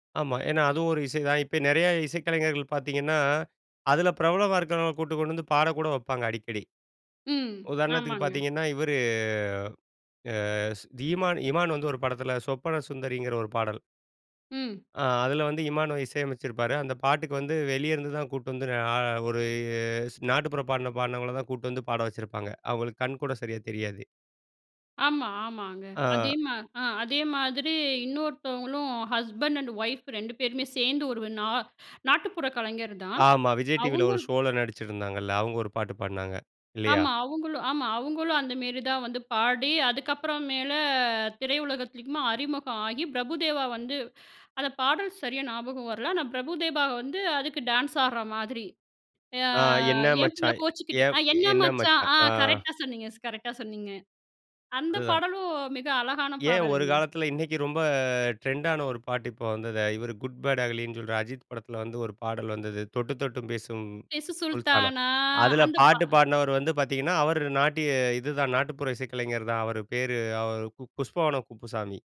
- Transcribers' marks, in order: tapping; drawn out: "இவரு"; drawn out: "ஒரு"; in English: "ஹஸ்பண்ட் அண்ட் ஒயிஃப்"; in English: "ஷோ"; drawn out: "ஆ"; laughing while speaking: "ஆ! கரெக்ட்டா சொன்னீங்க. கரெக்ட்டா சொன்னீங்க"; drawn out: "ரொம்ப"; singing: "பேசு சுல்தானா"; drawn out: "பேரு"
- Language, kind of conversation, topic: Tamil, podcast, திரைப்படப் பாடல்களா அல்லது நாட்டுப்புற/வீட்டுச்சூழல் பாடல்களா—எது உங்களுக்கு அதிகம் பிடிக்கும் என்று நினைக்கிறீர்கள்?